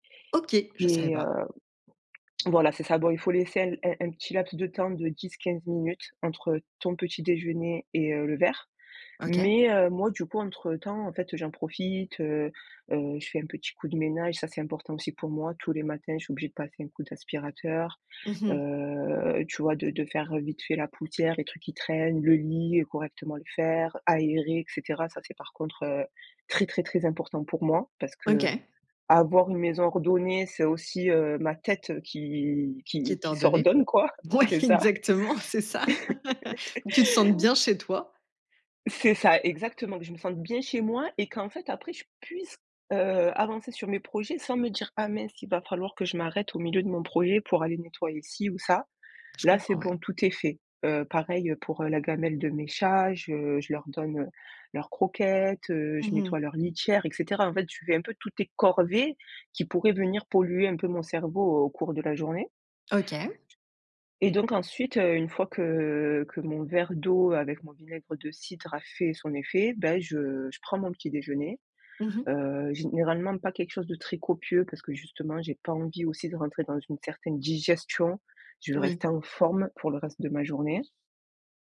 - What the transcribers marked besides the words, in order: tapping; laughing while speaking: "Ouais exactement, c'est ça"; laugh; stressed: "corvées"; other background noise; stressed: "digestion"
- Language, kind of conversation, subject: French, podcast, Quels gestes concrets aident à reprendre pied après un coup dur ?